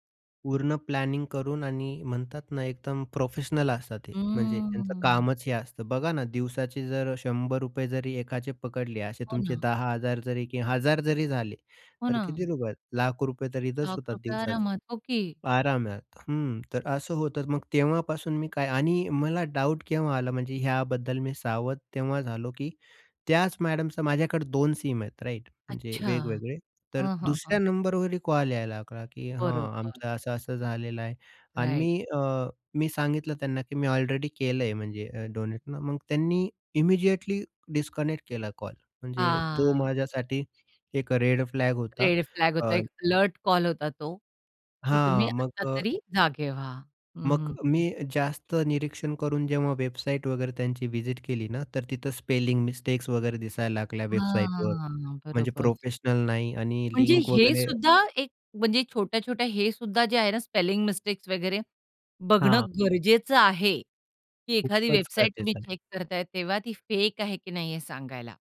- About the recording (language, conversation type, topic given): Marathi, podcast, विश्वसनीय स्रोत ओळखण्यासाठी तुम्ही काय तपासता?
- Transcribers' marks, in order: in English: "प्लॅनिंग"; in English: "राईट"; in English: "डोनेट"; in English: "इमिडिएटली डिस्कनेक्ट"; drawn out: "हां"; in English: "रेड फ्लॅग"; in English: "रेड फ्लॅग"; in English: "अलर्ट"; in English: "स्पेलिंग"; drawn out: "हां"; tapping; in English: "स्पेलिंग"; in English: "चेक"